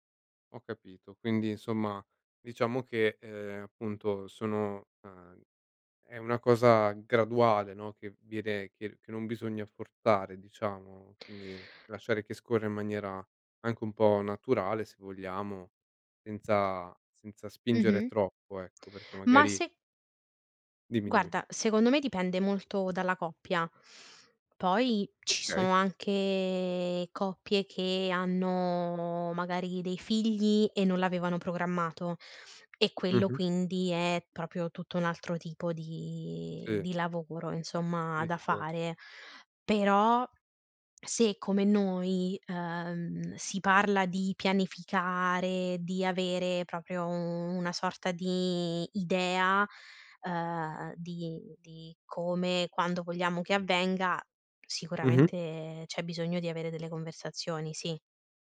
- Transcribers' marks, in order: tapping; "proprio" said as "propio"; "proprio" said as "propio"
- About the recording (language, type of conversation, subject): Italian, podcast, Come scegliere se avere figli oppure no?